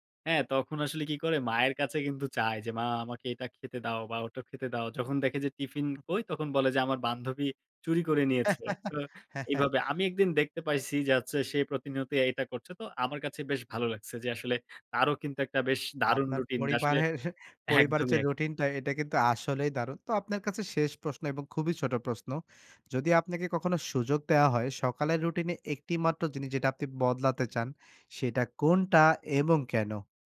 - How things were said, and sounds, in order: chuckle; laughing while speaking: "হ্যাঁ, হ্যাঁ"; laughing while speaking: "পরিবারের"; laughing while speaking: "একদমই, একদমই"
- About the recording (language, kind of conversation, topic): Bengali, podcast, আপনাদের পরিবারের সকালের রুটিন কেমন চলে?